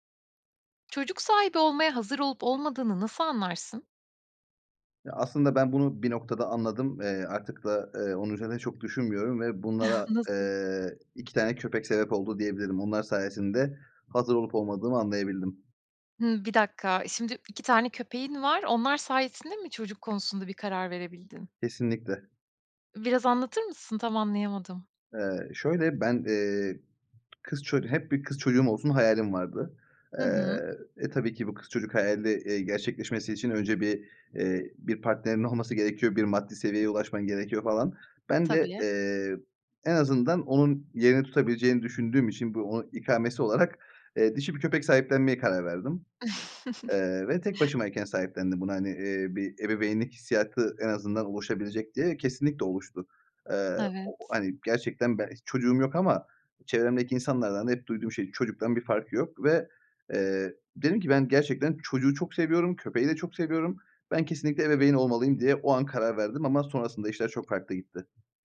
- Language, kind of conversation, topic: Turkish, podcast, Çocuk sahibi olmaya hazır olup olmadığını nasıl anlarsın?
- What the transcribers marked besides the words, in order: chuckle; laughing while speaking: "Nasıl?"; other background noise; tapping; snort